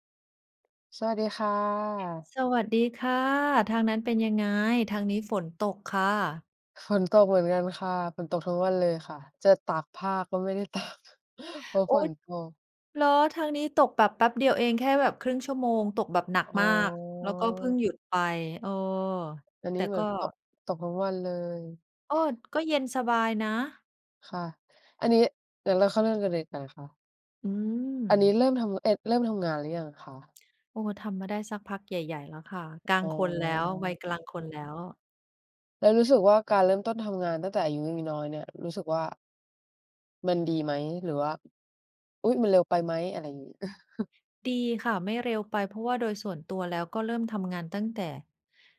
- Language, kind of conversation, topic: Thai, unstructured, คุณคิดอย่างไรกับการเริ่มต้นทำงานตั้งแต่อายุยังน้อย?
- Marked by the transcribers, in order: other background noise; laughing while speaking: "ตาก"; chuckle; drawn out: "อ๋อ"; drawn out: "อ๋อ"; "ยัง" said as "ยืง"; chuckle